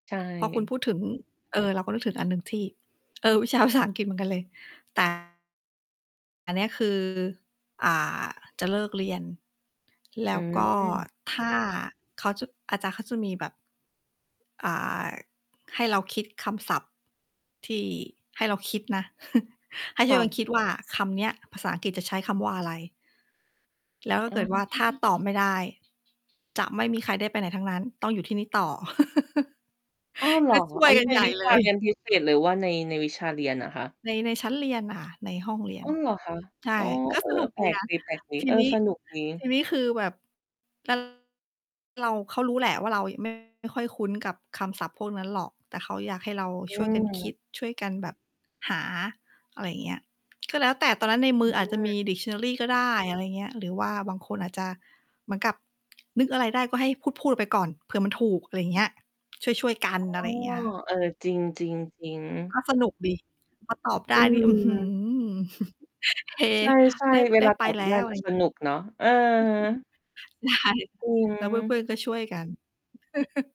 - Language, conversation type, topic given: Thai, unstructured, ชั้นเรียนที่คุณเคยเรียนมา ชั้นไหนสนุกที่สุด?
- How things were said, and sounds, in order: tapping; static; laughing while speaking: "วิชาภาษาอังกฤษ"; distorted speech; other background noise; chuckle; laugh; unintelligible speech; chuckle; chuckle; chuckle